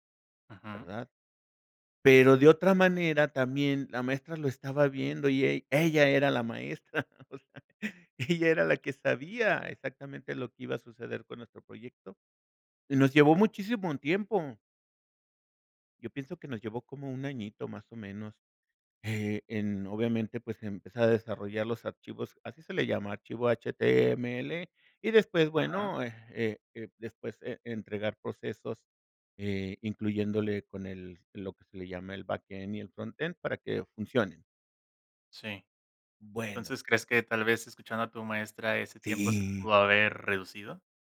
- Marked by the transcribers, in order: chuckle; laughing while speaking: "o sea"
- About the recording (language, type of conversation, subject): Spanish, podcast, ¿Cómo ha cambiado tu creatividad con el tiempo?